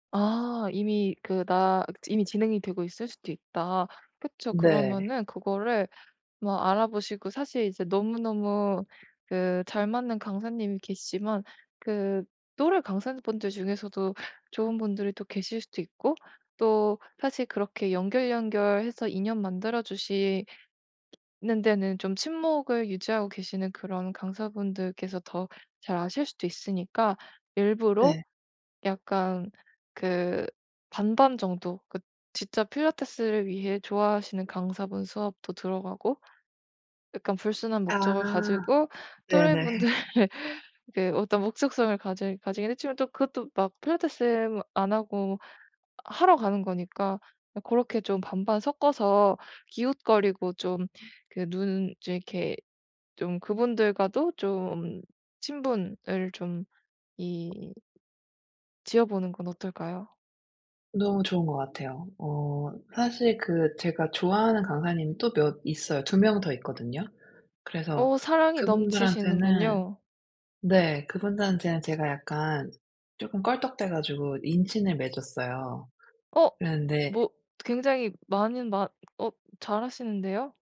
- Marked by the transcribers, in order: tapping; other background noise; laughing while speaking: "또래분들"
- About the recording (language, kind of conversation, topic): Korean, advice, 새로운 도시에서 어떻게 자연스럽게 친구를 사귈 수 있을까요?